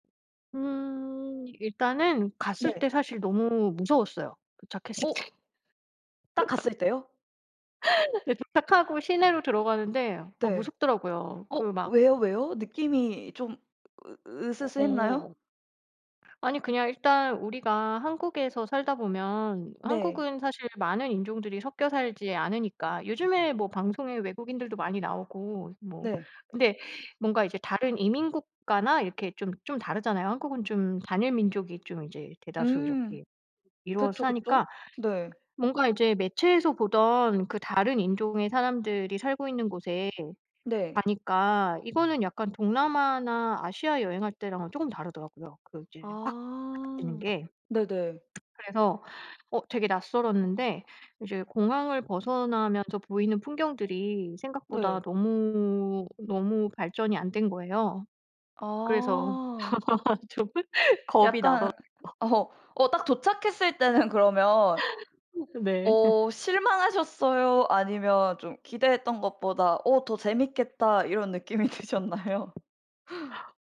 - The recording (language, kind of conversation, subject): Korean, podcast, 여행이 당신의 삶에 어떤 영향을 주었다고 느끼시나요?
- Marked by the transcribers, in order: laughing while speaking: "도착했을 때"; laugh; other background noise; tapping; unintelligible speech; laugh; laughing while speaking: "좀"; laugh; laugh; laughing while speaking: "느낌이 드셨나요?"; laugh